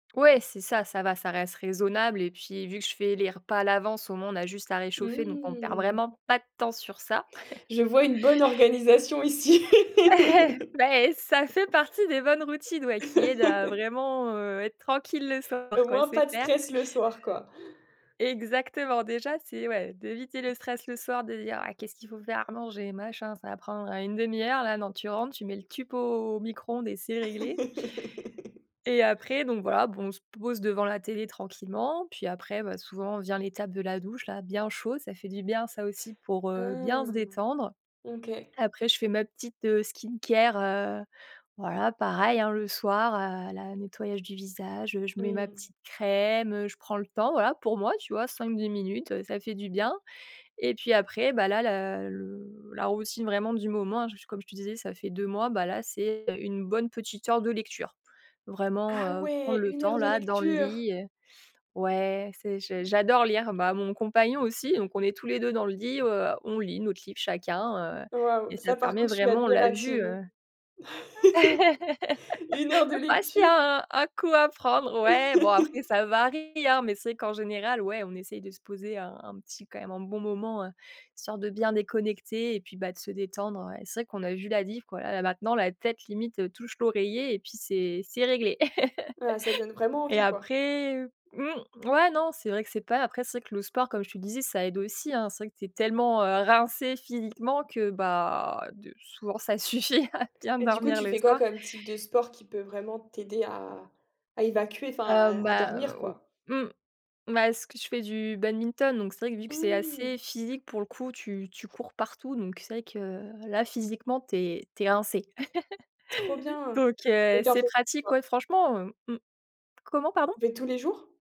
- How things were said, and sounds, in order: drawn out: "Mmh"; chuckle; chuckle; laugh; other background noise; laugh; "Tupperware" said as "tupp"; laugh; in English: "skincare"; tapping; laugh; chuckle; "différence" said as "diff"; laugh; laughing while speaking: "suffit à"; laugh; unintelligible speech
- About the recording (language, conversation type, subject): French, podcast, Quelles routines du soir t’aident à mieux dormir ?